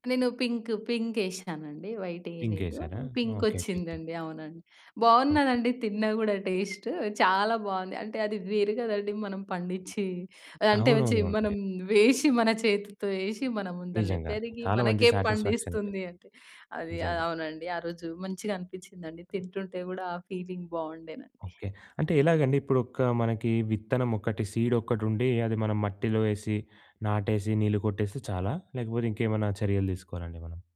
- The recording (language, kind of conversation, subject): Telugu, podcast, మీ ఇంట్లో మొక్కలు పెంచడం వల్ల మీ రోజువారీ జీవితం ఎలా మారింది?
- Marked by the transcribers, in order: in English: "పింక్ పింక్"; in English: "వైట్"; in English: "పింక్"; in English: "పింక్"; in English: "టేస్ట్"; other background noise; in English: "సాటి‌స్‌ఫ్యాక్షన్"; tapping; in English: "ఫీలింగ్"; in English: "సీడ్"